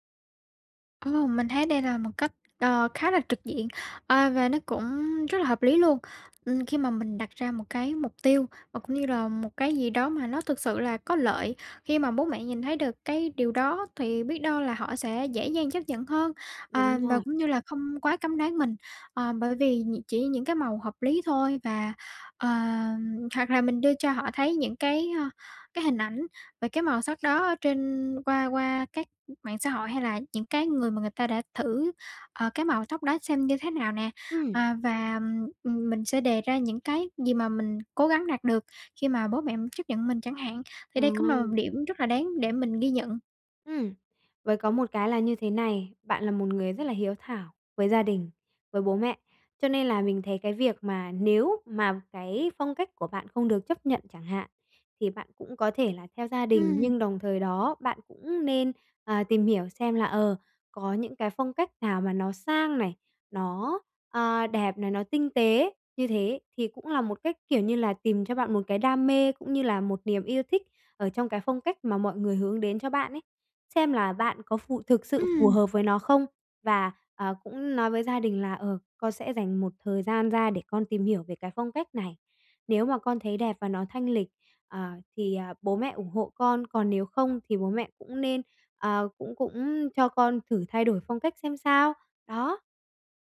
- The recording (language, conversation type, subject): Vietnamese, advice, Làm sao tôi có thể giữ được bản sắc riêng và tự do cá nhân trong gia đình và cộng đồng?
- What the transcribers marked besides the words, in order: tapping; other background noise